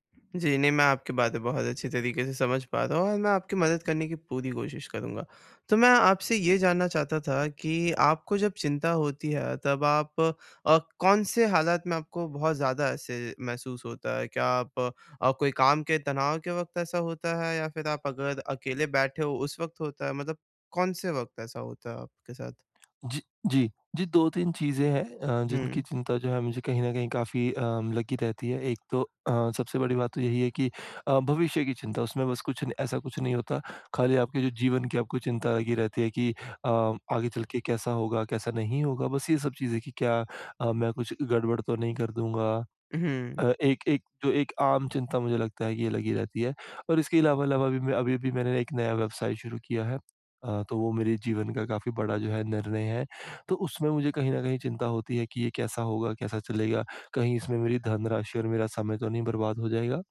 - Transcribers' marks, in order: none
- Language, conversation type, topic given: Hindi, advice, क्या चिंता होना सामान्य है और मैं इसे स्वस्थ तरीके से कैसे स्वीकार कर सकता/सकती हूँ?